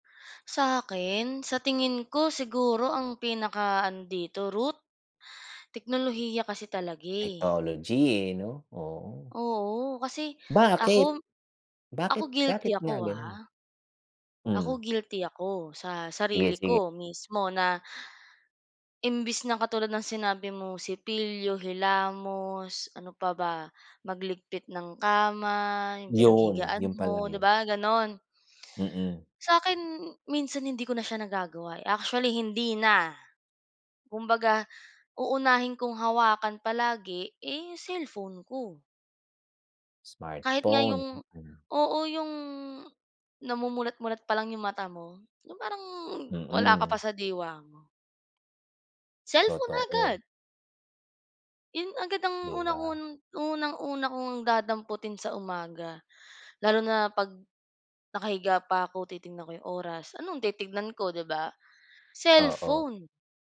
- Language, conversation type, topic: Filipino, unstructured, Ano ang masasabi mo tungkol sa unti-unting pagkawala ng mga tradisyon dahil sa makabagong teknolohiya?
- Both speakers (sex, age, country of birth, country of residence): female, 25-29, Philippines, Philippines; male, 45-49, Philippines, United States
- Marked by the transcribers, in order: stressed: "hindi na"; stressed: "Cellphone"